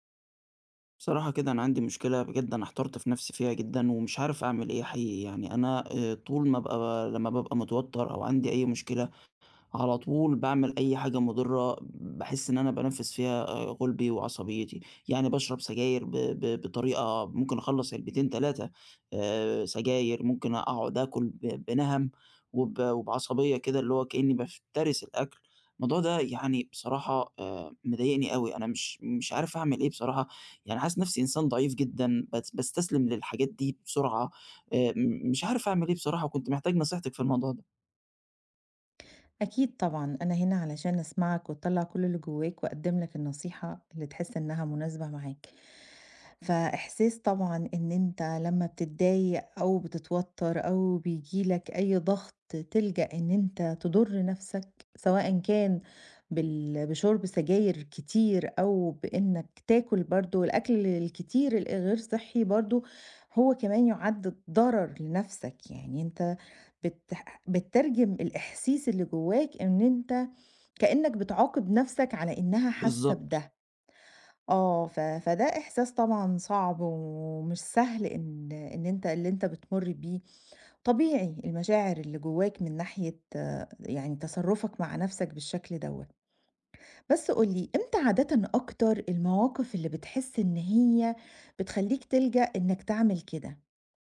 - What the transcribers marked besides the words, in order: tapping
- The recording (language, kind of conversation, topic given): Arabic, advice, إزاي بتلاقي نفسك بتلجأ للكحول أو لسلوكيات مؤذية كل ما تتوتر؟